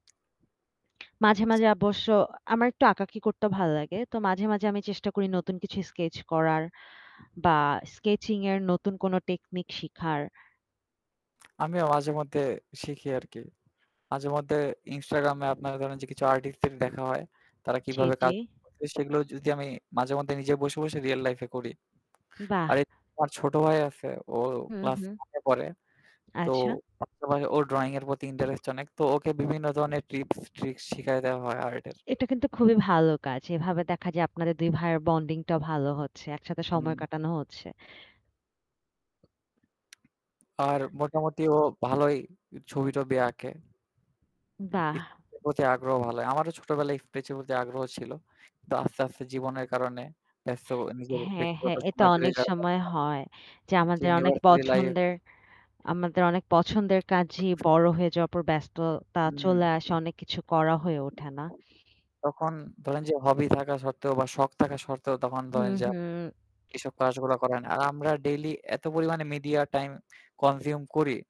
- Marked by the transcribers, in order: tapping; static; "আঁকাআঁকি" said as "আঁকাকি"; other background noise; in English: "স্কেচিং"; distorted speech; unintelligible speech; unintelligible speech; "স্কেচ" said as "স্পেচ"; "এটা" said as "এতা"; unintelligible speech; in English: "হবি"; lip smack
- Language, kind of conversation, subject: Bengali, unstructured, আপনি কীভাবে প্রযুক্তি থেকে দূরে সময় কাটান?